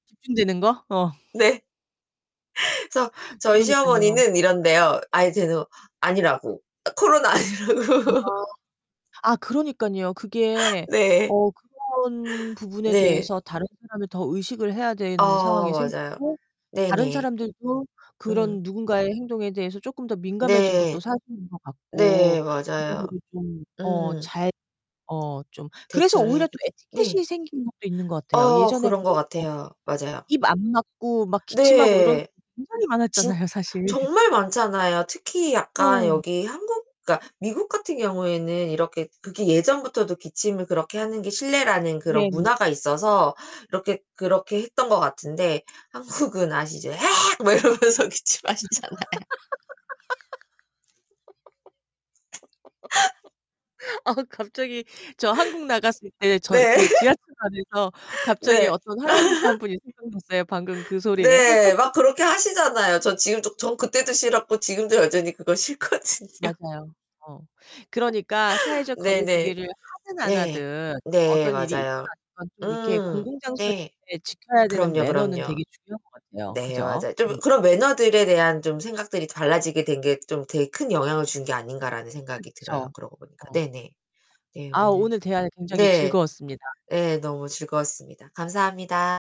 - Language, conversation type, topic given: Korean, unstructured, 사회적 거리두기는 우리 삶에 어떤 영향을 주었을까요?
- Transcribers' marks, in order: laughing while speaking: "어"; laughing while speaking: "코로나 아니라고"; laugh; distorted speech; unintelligible speech; laughing while speaking: "굉장히 많았잖아요, 사실"; put-on voice: "헤엑"; laughing while speaking: "막 이러면서 기침하시잖아요"; laugh; laughing while speaking: "아, 갑자기 저 한국 나갔을 … 방금 그 소리에"; laugh; other background noise; laugh; tapping; laugh; laughing while speaking: "싫거든요"; unintelligible speech